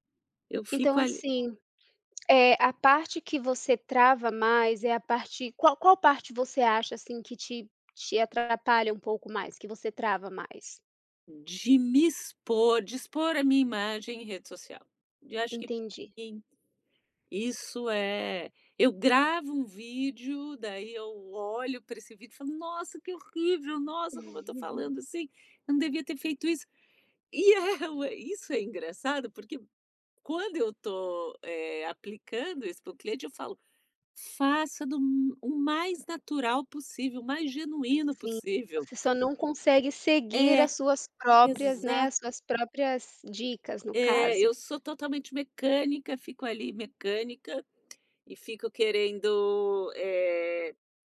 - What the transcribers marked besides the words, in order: other background noise; tapping; chuckle
- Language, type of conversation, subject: Portuguese, advice, Como posso lidar com a paralisia ao começar um projeto novo?